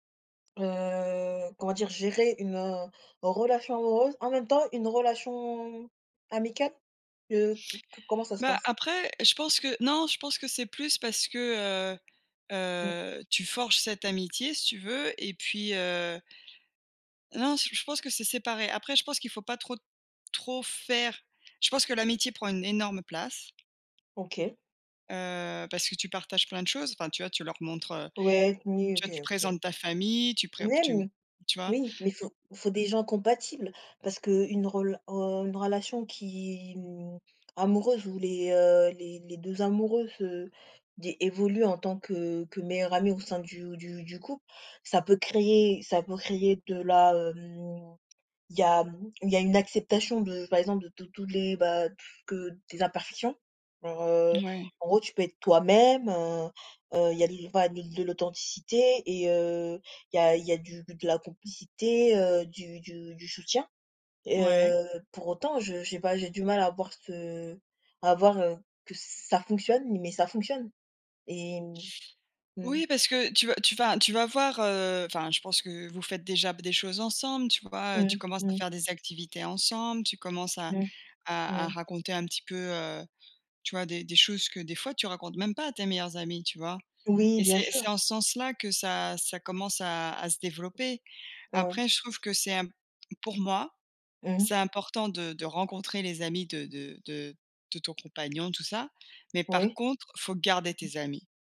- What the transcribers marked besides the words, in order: tapping
- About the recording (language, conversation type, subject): French, unstructured, Quelle place l’amitié occupe-t-elle dans une relation amoureuse ?